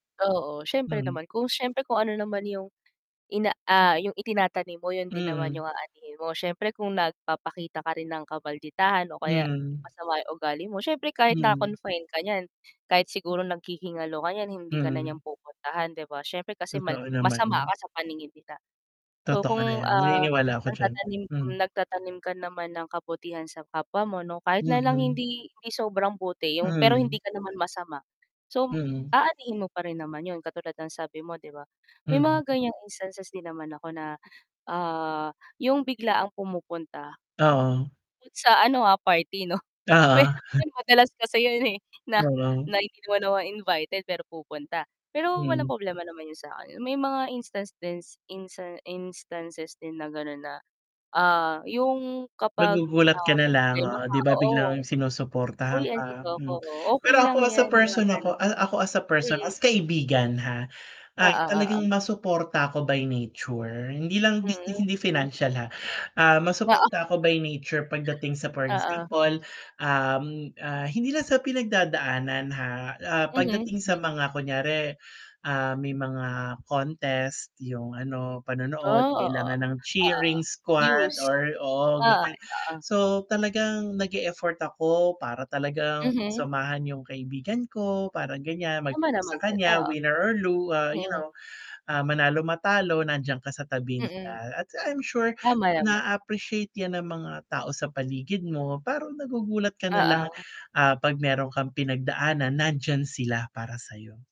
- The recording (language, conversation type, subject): Filipino, unstructured, Paano mo ipinapakita ang suporta sa isang kaibigang may pinagdadaanan?
- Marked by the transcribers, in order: distorted speech; static; other background noise; chuckle; laughing while speaking: "mahirap 'yun, madalas kasi yun, eh, na"; chuckle; unintelligible speech